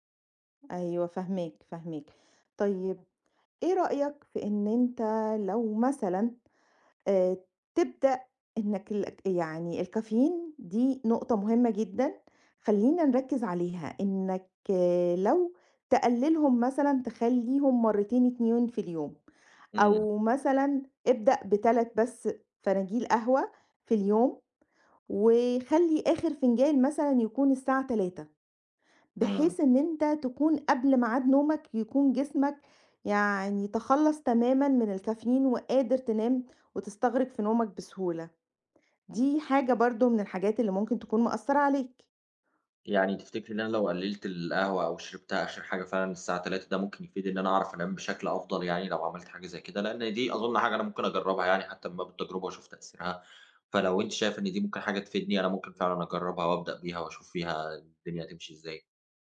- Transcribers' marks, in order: other background noise
- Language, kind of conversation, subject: Arabic, advice, إزاي أقدر ألتزم بمواعيد نوم ثابتة؟